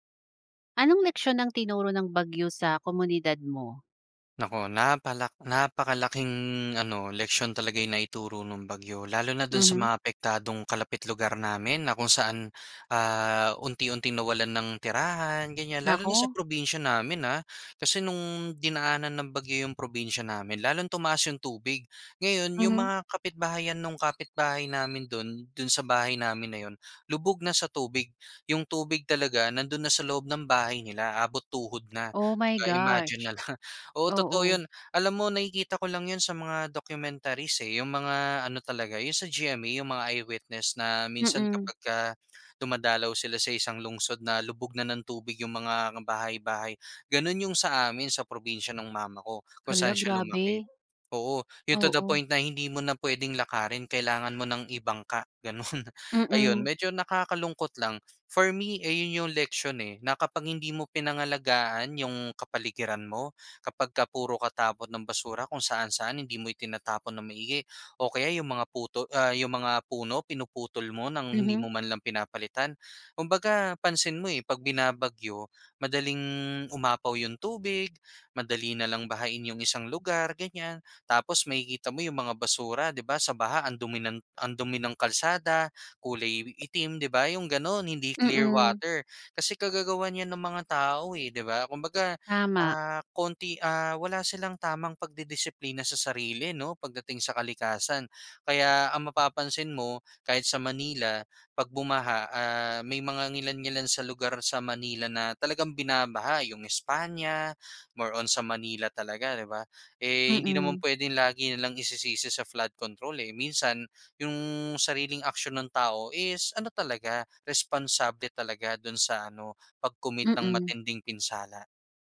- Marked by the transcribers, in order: other street noise; in English: "Oh my gosh"; laughing while speaking: "na lang"; in English: "documentaries"; other background noise; in English: "to the point"; in English: "gano'n"; tapping; in English: "For me"; in English: "clear water"; in English: "more on"; in English: "flood control"; in English: "pag-commit"
- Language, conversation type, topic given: Filipino, podcast, Anong mga aral ang itinuro ng bagyo sa komunidad mo?